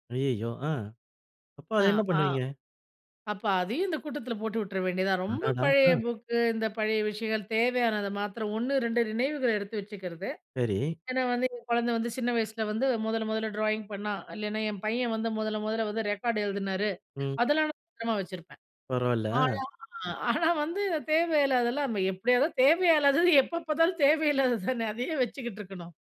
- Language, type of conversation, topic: Tamil, podcast, வீட்டுக் குப்பையை நீங்கள் எப்படி குறைக்கிறீர்கள்?
- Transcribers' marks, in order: in English: "ட்ராயிங்"; in English: "ரெக்கார்ட்"; drawn out: "ஆனா"; chuckle; laughing while speaking: "தேவையே இல்லாதது எப்போ பாத்தாலும் தேவையில்லாதது தானே, அத ஏன் வச்சுக்கிட்டு இருக்கணும்?"